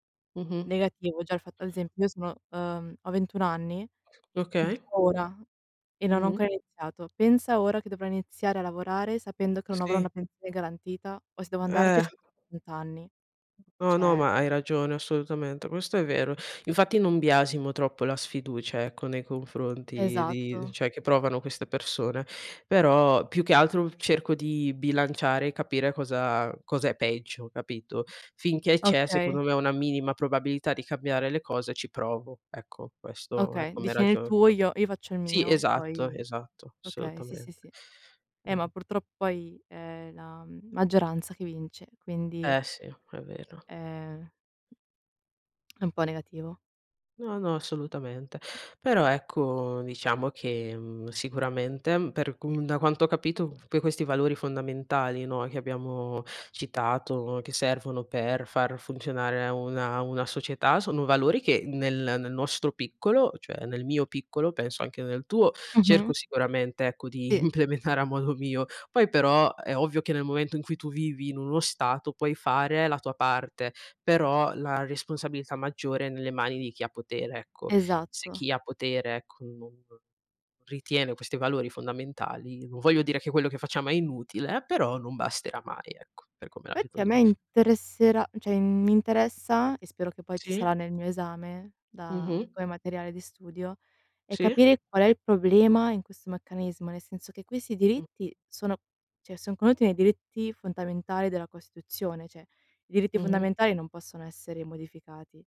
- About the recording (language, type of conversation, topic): Italian, unstructured, Quali valori ritieni fondamentali per una società giusta?
- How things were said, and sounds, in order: other background noise; tapping; unintelligible speech; unintelligible speech; "Cioè" said as "ceh"; "cioè" said as "ceh"; "assolutamente" said as "solutamente"; "purtroppo" said as "purtrò"; lip smack; laughing while speaking: "implemetare a modo mio"; "implementare" said as "implemetare"; "cioè" said as "ceh"; other noise; "questi" said as "quessi"; "cioè" said as "ceh"; "contenuti" said as "conenuti"; "fondamentali" said as "fontamentali"; "cioè" said as "ceh"